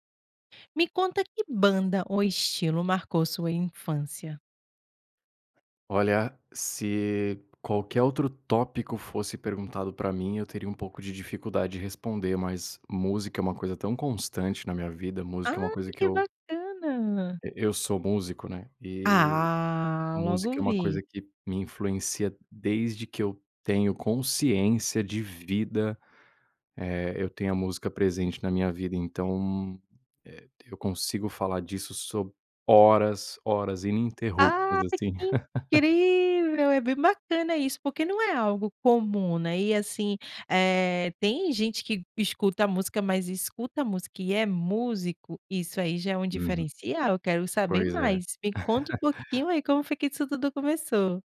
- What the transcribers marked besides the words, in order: tapping; laugh; laugh
- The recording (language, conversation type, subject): Portuguese, podcast, Que banda ou estilo musical marcou a sua infância?